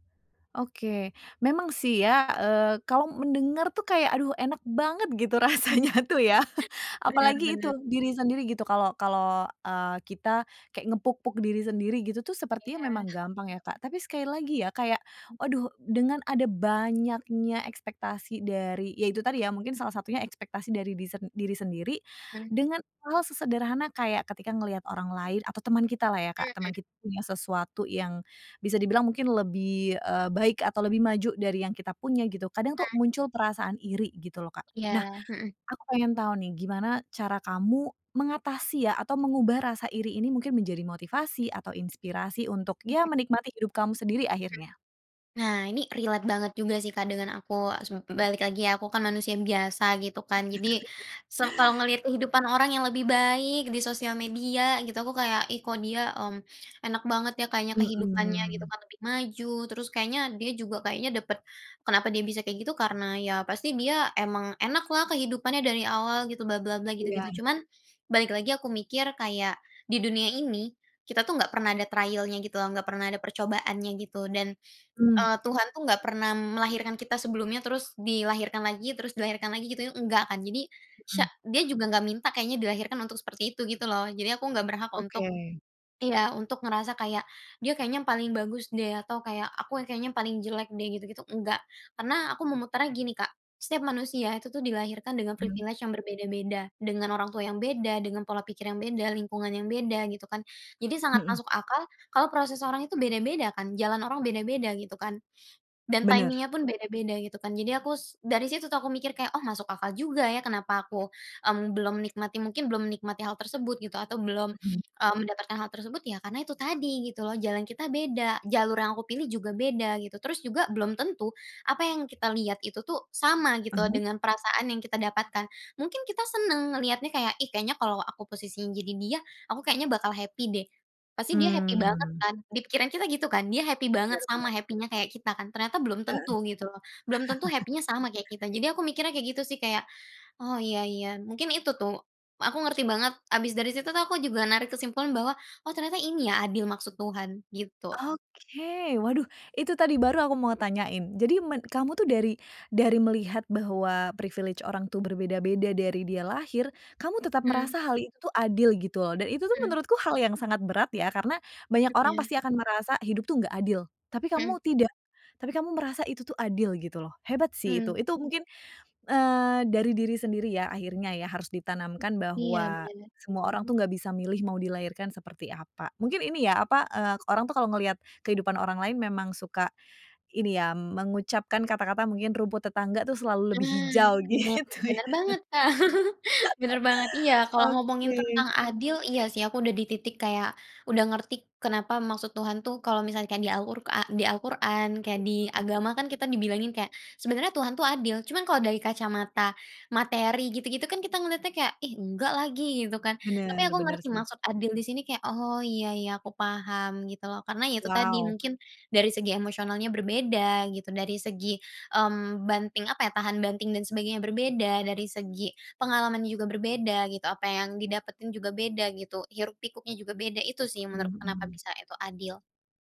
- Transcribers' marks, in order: stressed: "banget"; laughing while speaking: "rasanya tuh ya"; laugh; laughing while speaking: "Benar benar"; other background noise; unintelligible speech; in English: "relate"; laugh; in English: "trial-nya"; in English: "privilege"; in English: "timing-nya"; in English: "happy"; in English: "happy"; in English: "happy"; in English: "happy-nya"; in English: "happy-nya"; laugh; in English: "privilege"; laughing while speaking: "gitu ya?"; laugh
- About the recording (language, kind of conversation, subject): Indonesian, podcast, Menurutmu, apa saja salah kaprah tentang sukses di masyarakat?